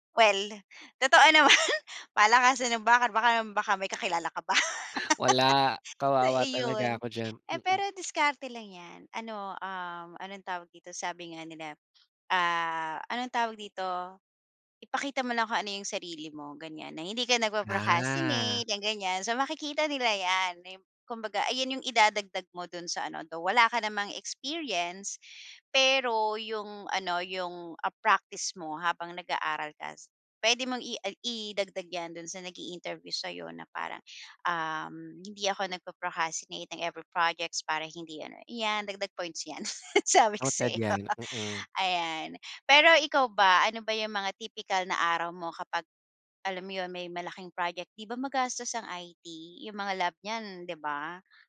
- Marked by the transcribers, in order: laughing while speaking: "pa"; laugh; tapping; laughing while speaking: "'yan, sabi ko sa iyo"
- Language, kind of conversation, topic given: Filipino, podcast, Paano mo binabalanse ang mga proyekto at ang araw-araw mong buhay?